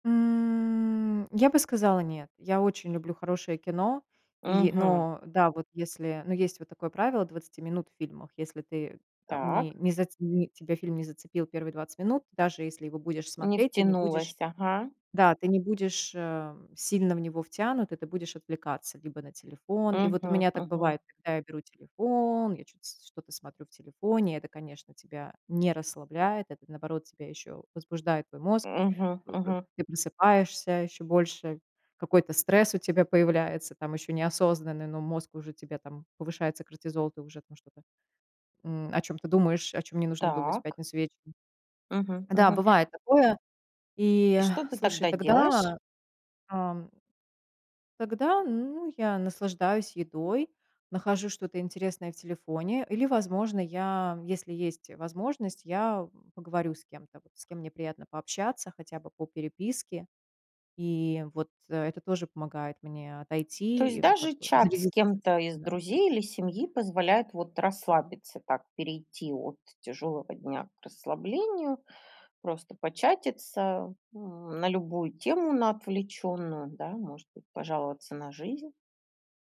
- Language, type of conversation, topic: Russian, podcast, Что помогает тебе расслабиться после тяжёлого дня?
- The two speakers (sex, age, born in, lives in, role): female, 40-44, Russia, United States, guest; female, 45-49, Russia, Spain, host
- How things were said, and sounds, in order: drawn out: "телефон"; other background noise; unintelligible speech